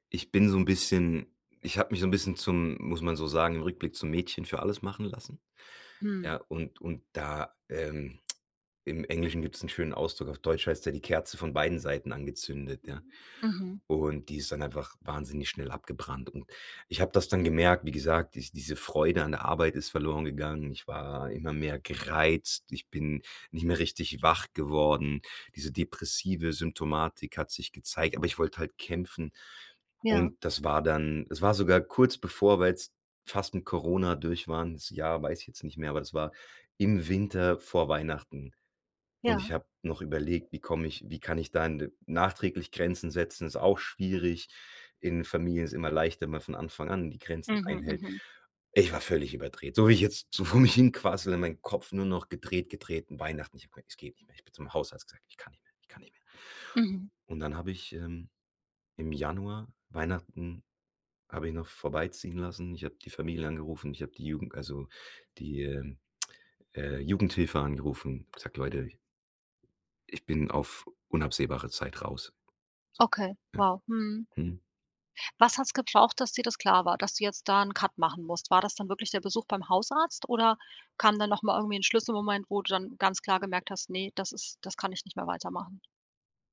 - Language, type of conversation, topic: German, podcast, Wie merkst du, dass du kurz vor einem Burnout stehst?
- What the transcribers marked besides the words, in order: other background noise; laughing while speaking: "so vor mich hin quassele"; put-on voice: "Ich kann nicht mehr, ich kann nicht mehr"; tongue click